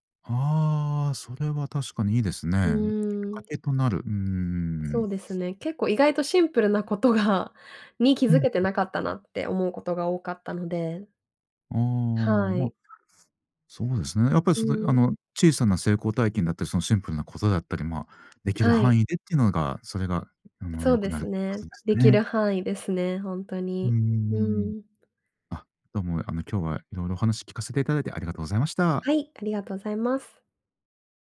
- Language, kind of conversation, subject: Japanese, podcast, 挫折から立ち直るとき、何をしましたか？
- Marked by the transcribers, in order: other noise